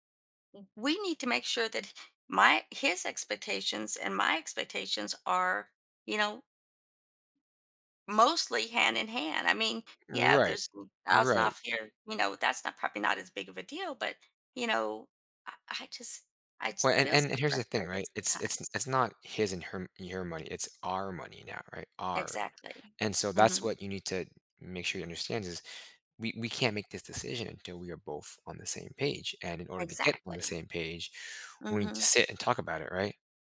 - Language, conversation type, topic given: English, advice, How can I set boundaries without feeling guilty?
- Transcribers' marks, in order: tapping